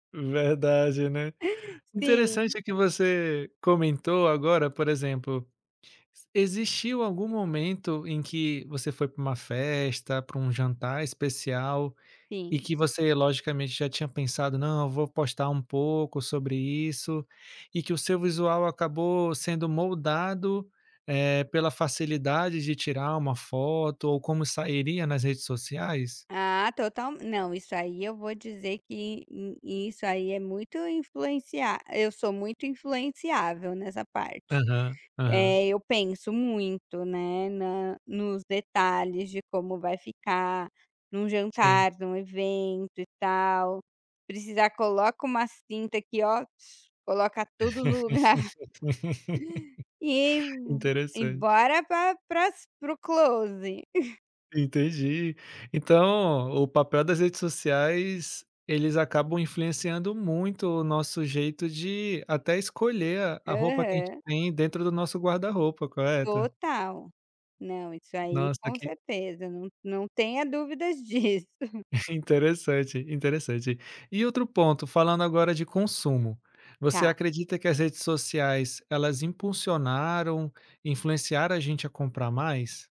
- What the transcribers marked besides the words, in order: laugh; other noise; laugh; other background noise; chuckle; chuckle; laugh
- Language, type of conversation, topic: Portuguese, podcast, Que papel as redes sociais têm no seu visual?